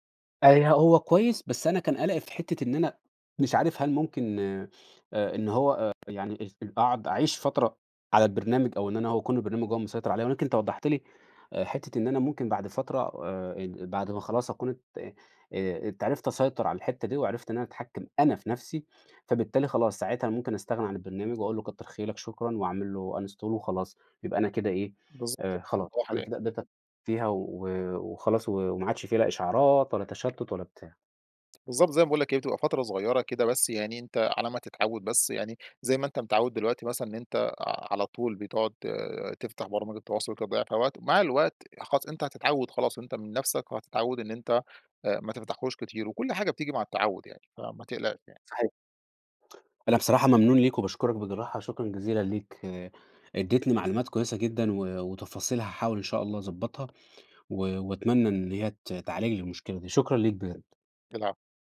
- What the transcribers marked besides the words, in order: in English: "uninstall"; unintelligible speech; unintelligible speech; tapping
- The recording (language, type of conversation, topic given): Arabic, advice, ازاي أقدر أركز لما إشعارات الموبايل بتشتتني؟